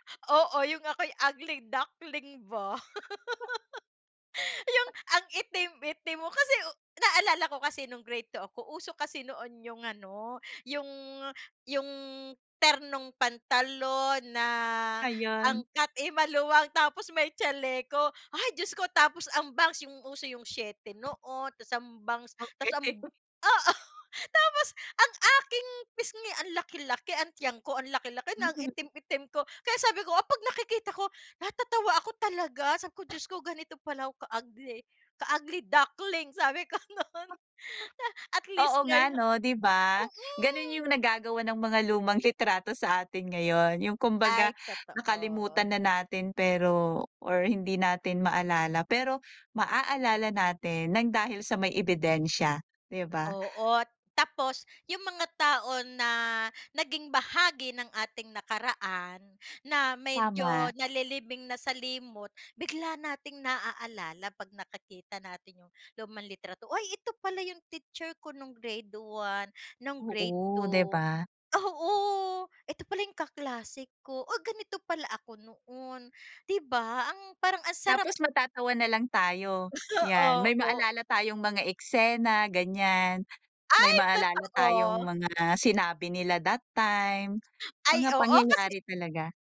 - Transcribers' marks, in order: laugh; joyful: "Yung ang itim, itim mo kasi"; other background noise; laughing while speaking: "oo"; laughing while speaking: "Okey"; laughing while speaking: "sabi ko no'n"; laughing while speaking: "Opo"
- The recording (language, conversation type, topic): Filipino, unstructured, Ano ang pakiramdam mo kapag tinitingnan mo ang mga lumang litrato?